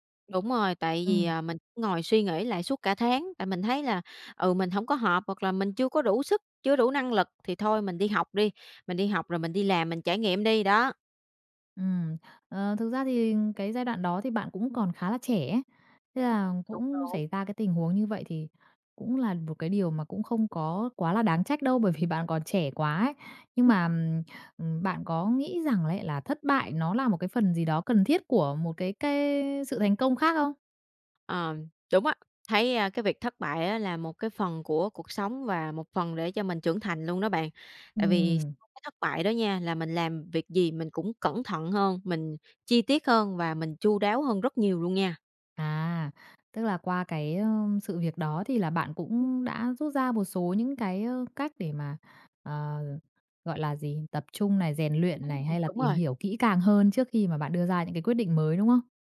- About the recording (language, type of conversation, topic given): Vietnamese, podcast, Khi thất bại, bạn thường làm gì trước tiên để lấy lại tinh thần?
- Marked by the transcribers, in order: tapping